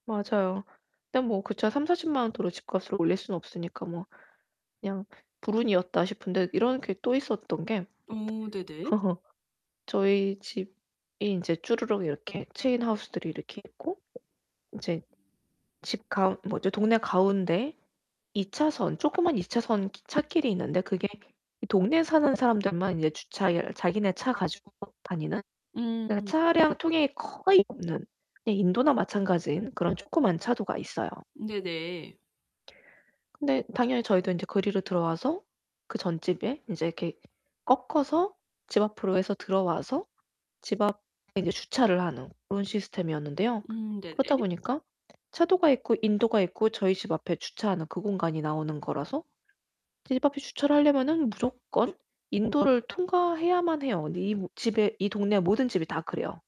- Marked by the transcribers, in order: other background noise; laugh; distorted speech; tapping
- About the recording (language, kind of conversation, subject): Korean, advice, 재정 충격을 받았을 때 스트레스를 어떻게 관리할 수 있을까요?